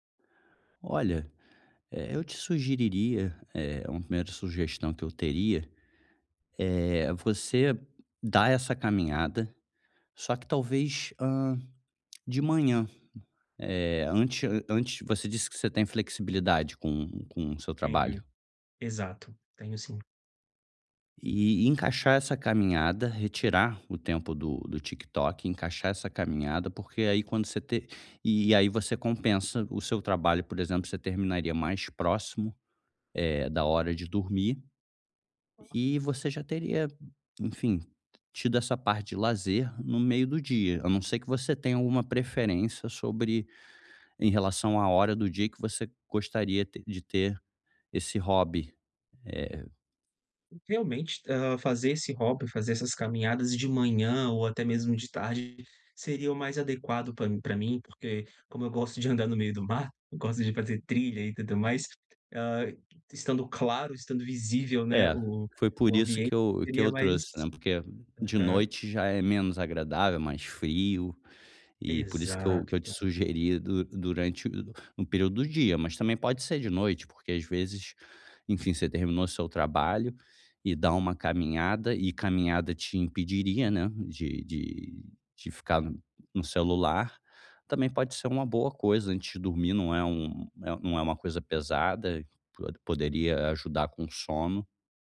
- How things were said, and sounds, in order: other background noise; tapping
- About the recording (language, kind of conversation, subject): Portuguese, advice, Como posso conciliar o trabalho com tempo para meus hobbies?